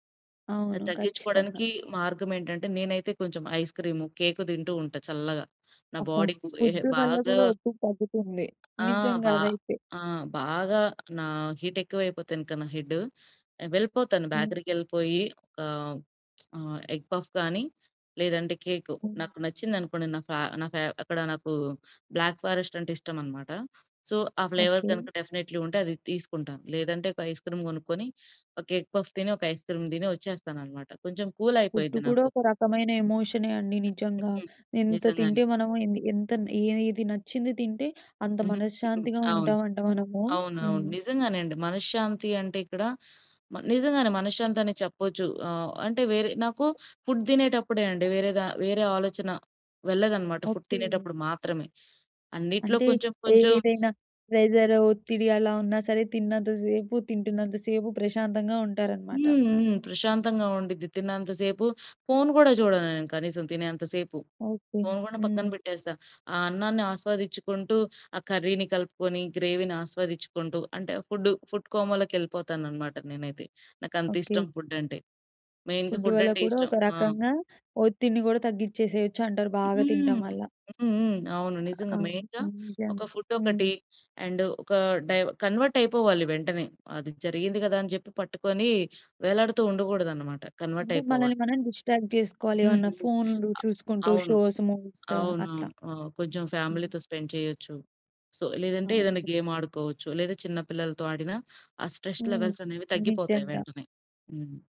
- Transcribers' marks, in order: other background noise; in English: "హెడ్డ్"; lip smack; in English: "ఎగ్ పఫ్"; in English: "బ్లాక్"; in English: "సో"; in English: "ఫ్లేవర్"; in English: "డెఫినెట్లీ"; in English: "ఎగ్ పఫ్"; in English: "ఫుడ్"; in English: "ఫుడ్"; in English: "కర్రీని"; in English: "గ్రేవీని"; in English: "మెయిన్‌గా"; in English: "మెయిన్‌గా"; in English: "అండ్"; in English: "డిస్ట్రాక్ట్"; in English: "షోస్, మూవీస్"; in English: "ఫ్యామిలీతో స్పెండ్"; in English: "సో"; in English: "స్ట్రెస్"
- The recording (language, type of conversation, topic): Telugu, podcast, మీరు ఒత్తిడిని ఎప్పుడు గుర్తించి దాన్ని ఎలా సమర్థంగా ఎదుర్కొంటారు?